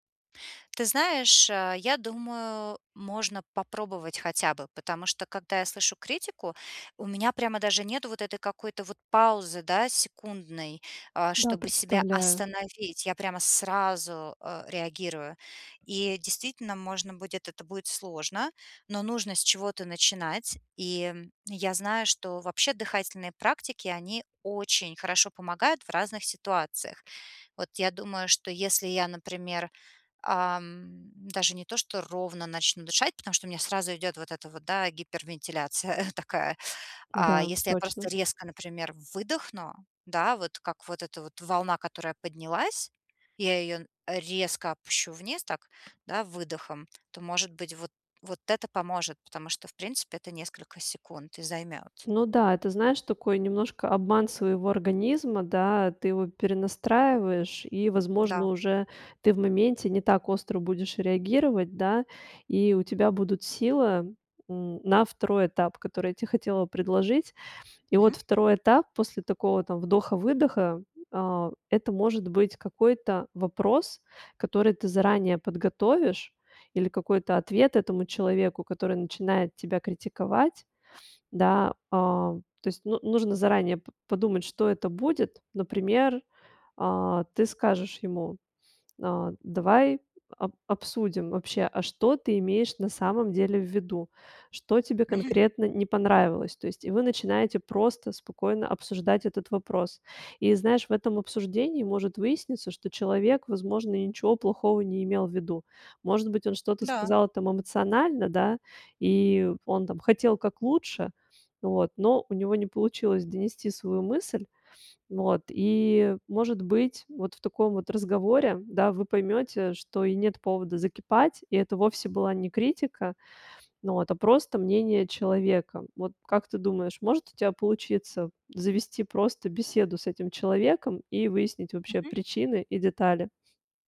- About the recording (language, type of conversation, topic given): Russian, advice, Как мне оставаться уверенным, когда люди критикуют мою работу или решения?
- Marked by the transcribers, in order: chuckle; tapping